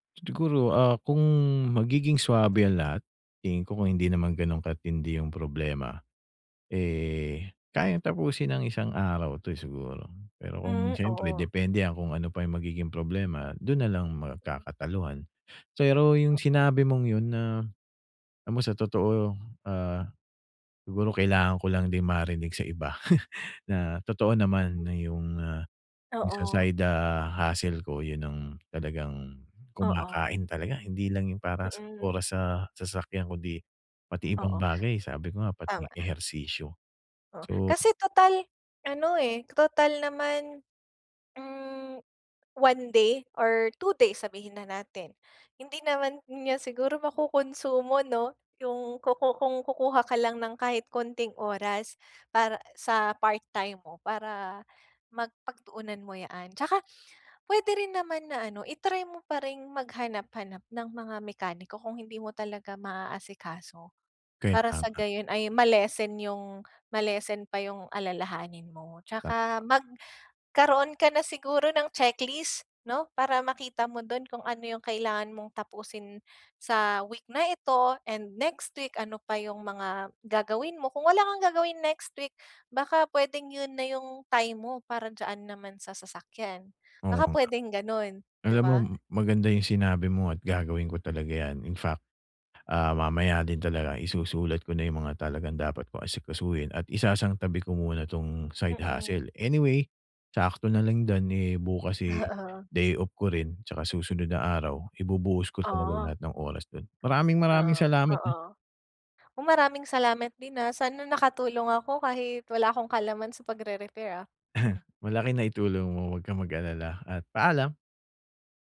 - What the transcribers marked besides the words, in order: chuckle; tapping; chuckle
- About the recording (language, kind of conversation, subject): Filipino, advice, Paano ako makakabuo ng regular na malikhaing rutina na maayos at organisado?